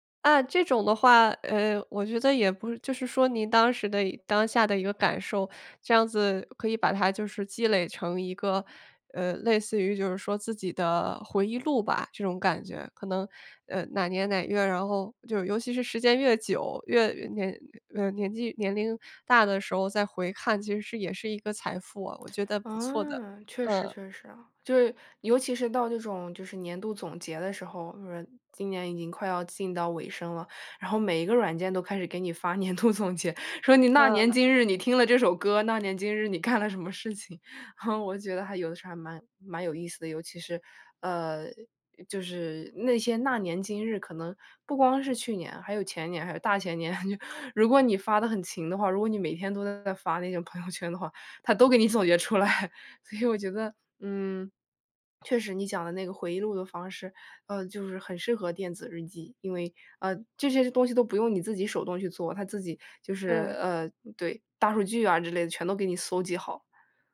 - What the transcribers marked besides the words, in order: other background noise; other noise; laughing while speaking: "年度总结"; laughing while speaking: "干了"; chuckle; chuckle; laughing while speaking: "朋友圈"; laughing while speaking: "出来"; swallow
- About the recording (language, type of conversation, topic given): Chinese, advice, 写作怎样能帮助我更了解自己？